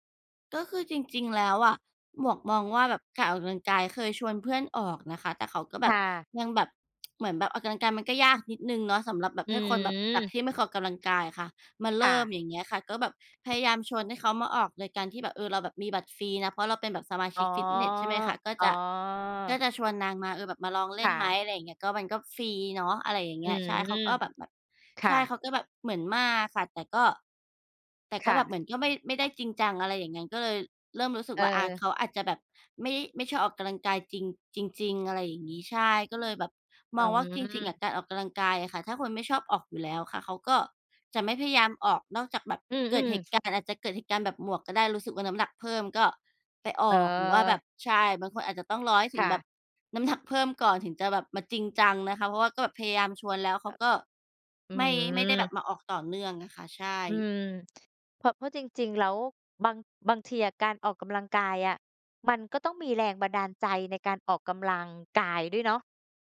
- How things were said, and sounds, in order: tsk; other background noise; tapping; other noise; laughing while speaking: "น้ำหนัก"
- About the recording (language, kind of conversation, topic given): Thai, unstructured, คุณคิดว่าการออกกำลังกายช่วยเปลี่ยนชีวิตได้จริงไหม?